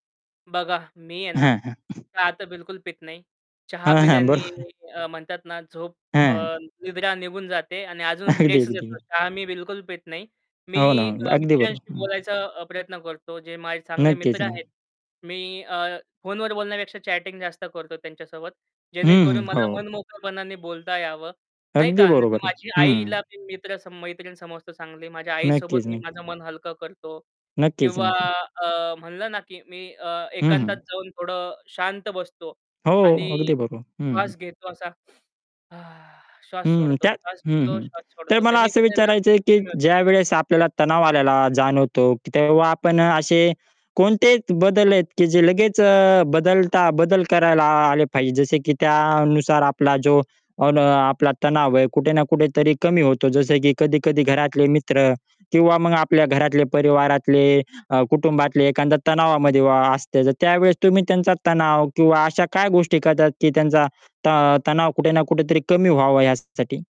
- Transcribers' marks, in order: other background noise; static; laughing while speaking: "बरोबर आहे"; tapping; chuckle; mechanical hum; in English: "चॅटिंग"; horn; inhale; exhale; distorted speech
- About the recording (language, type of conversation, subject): Marathi, podcast, तुम्हाला तणाव आला की तुम्ही काय करता?